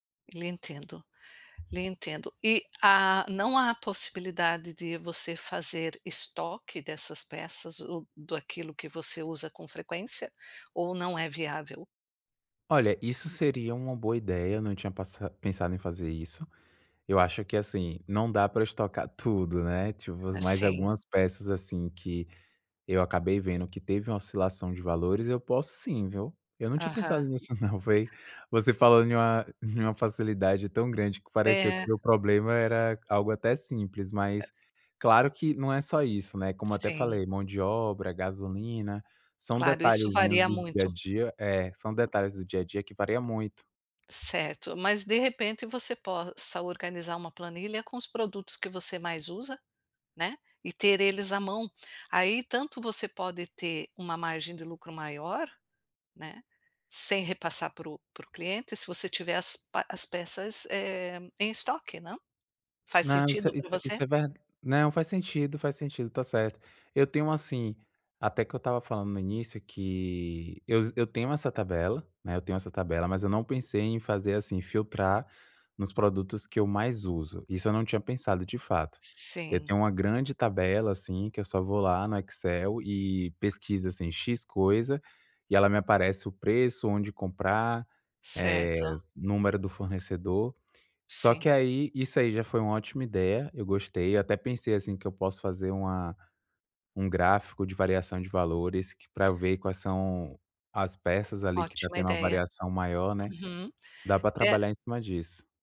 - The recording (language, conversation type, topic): Portuguese, advice, Como você descreve sua insegurança ao definir o preço e o valor do seu produto?
- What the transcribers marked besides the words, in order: tapping; chuckle